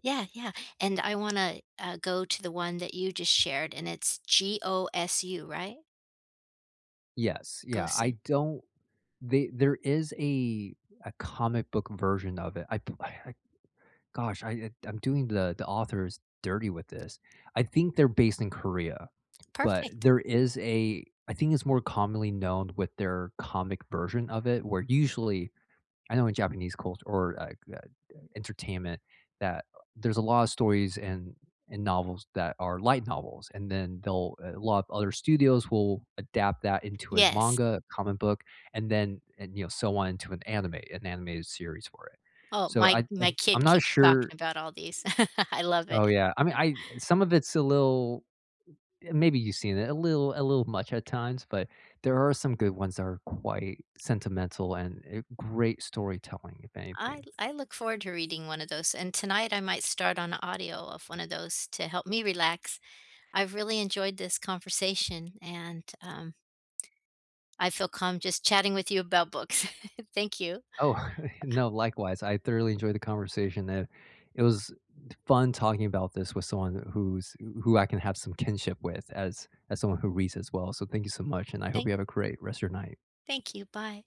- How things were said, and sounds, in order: other background noise; laugh; chuckle; other noise; door; laughing while speaking: "Oh"; chuckle
- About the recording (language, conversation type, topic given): English, unstructured, What helps you feel calm after a stressful day?
- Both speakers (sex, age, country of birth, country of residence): female, 55-59, United States, United States; male, 30-34, United States, United States